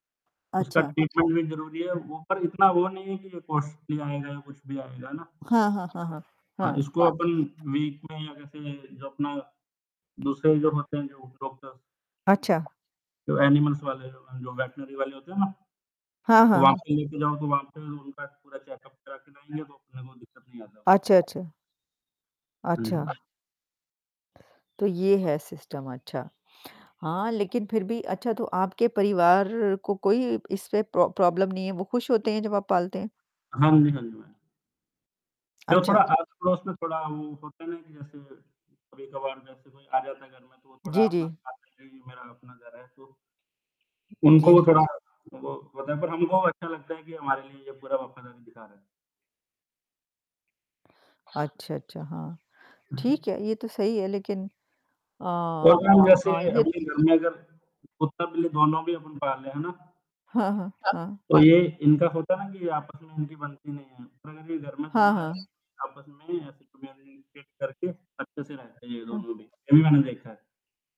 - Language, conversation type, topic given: Hindi, unstructured, पालतू जानवर के रूप में कुत्ता और बिल्ली में से कौन बेहतर साथी है?
- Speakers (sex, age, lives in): female, 50-54, United States; male, 20-24, India
- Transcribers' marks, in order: static; distorted speech; in English: "ट्रीटमेंट"; in English: "कॉस्टली"; other background noise; in English: "वीक"; tapping; in English: "एनिमल्स"; in English: "वेटरनरी"; in English: "चेकअप"; in English: "सिस्टम"; bird; in English: "प्रो प्रॉब्लम"; unintelligible speech; other noise